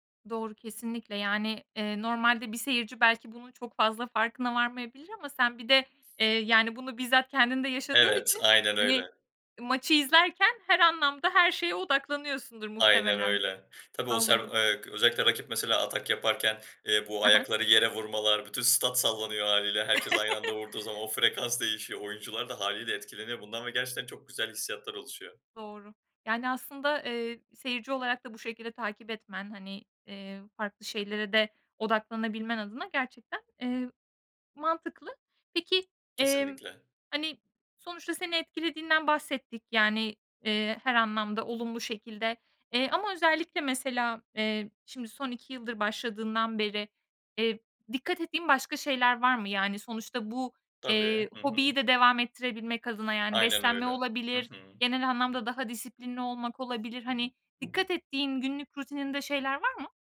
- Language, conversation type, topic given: Turkish, podcast, Hobiniz sizi kişisel olarak nasıl değiştirdi?
- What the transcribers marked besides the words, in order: chuckle; tapping; other background noise